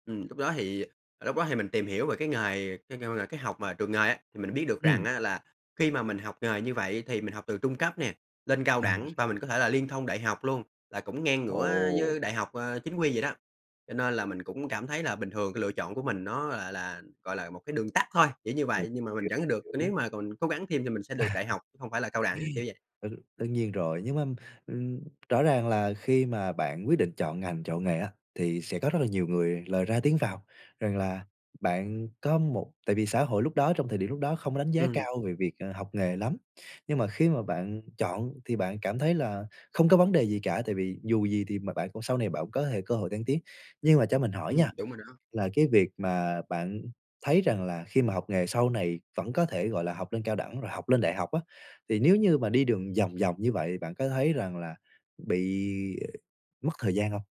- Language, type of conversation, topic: Vietnamese, podcast, Học nghề có nên được coi trọng như học đại học không?
- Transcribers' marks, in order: other background noise; tapping; laugh